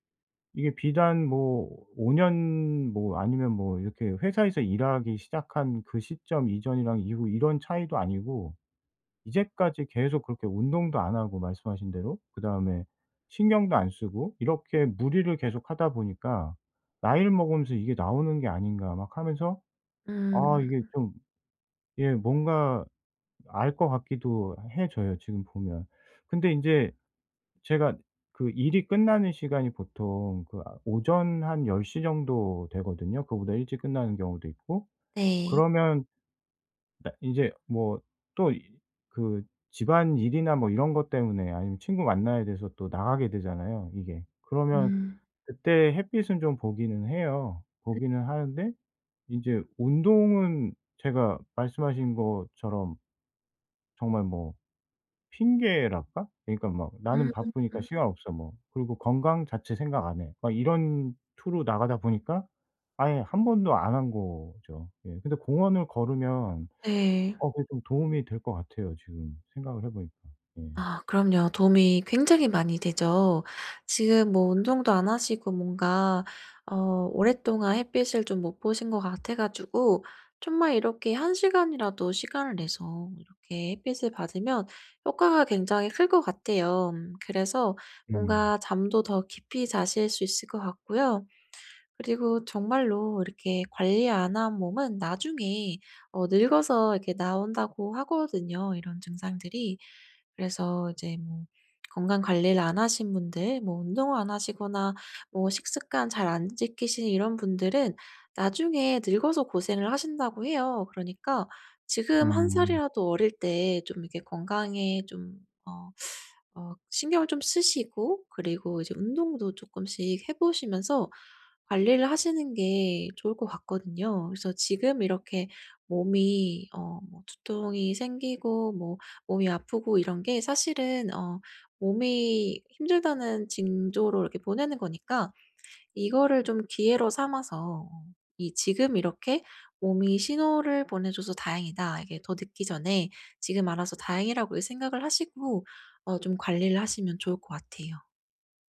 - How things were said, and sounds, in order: teeth sucking
- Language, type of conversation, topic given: Korean, advice, 충분히 잤는데도 아침에 계속 무기력할 때 어떻게 하면 더 활기차게 일어날 수 있나요?